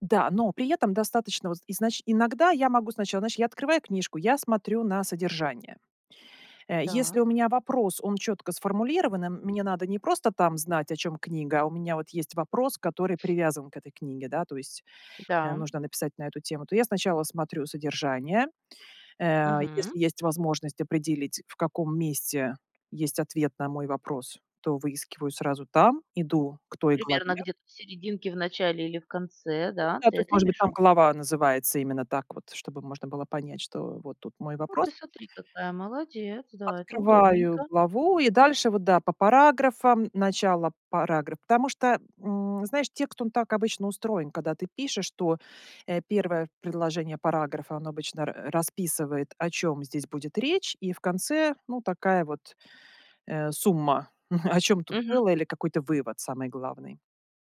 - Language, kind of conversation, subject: Russian, podcast, Как выжимать суть из длинных статей и книг?
- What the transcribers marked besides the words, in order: other background noise; chuckle; tapping